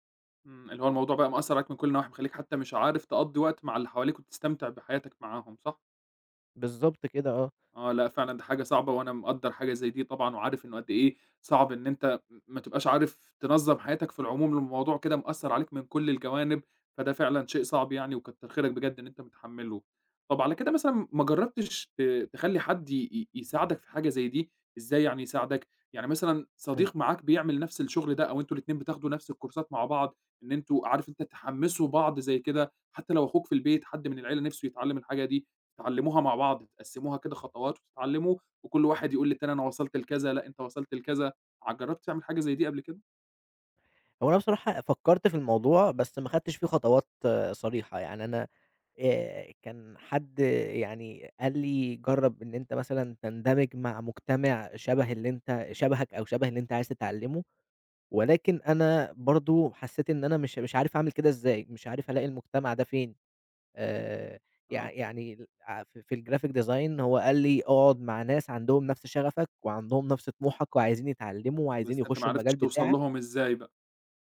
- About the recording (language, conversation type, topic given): Arabic, advice, إزاي أتعامل مع إحساسي بالذنب عشان مش بخصص وقت كفاية للشغل اللي محتاج تركيز؟
- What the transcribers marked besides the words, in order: in English: "الكورسات"; in English: "الGraphic Design"